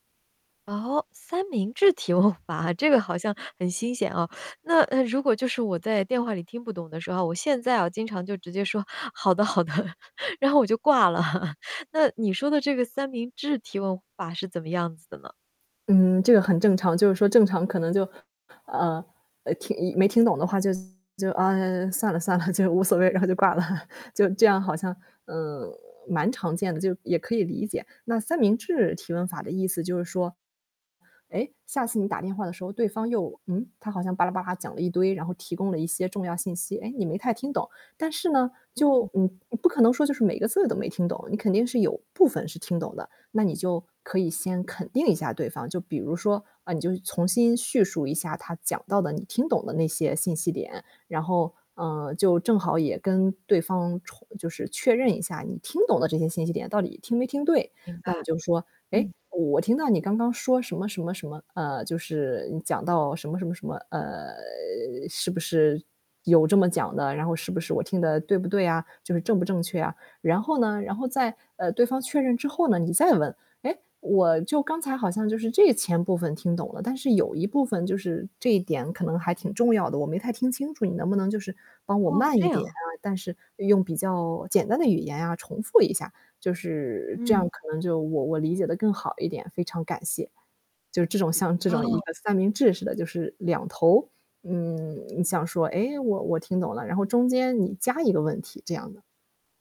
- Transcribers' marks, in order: laughing while speaking: "提问法"; teeth sucking; laughing while speaking: "好的 好的"; laughing while speaking: "了"; laugh; static; other background noise; distorted speech; laughing while speaking: "算了，就无所谓，然后就挂了"; chuckle
- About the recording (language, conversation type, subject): Chinese, advice, 语言障碍给你的日常生活带来了哪些挫折？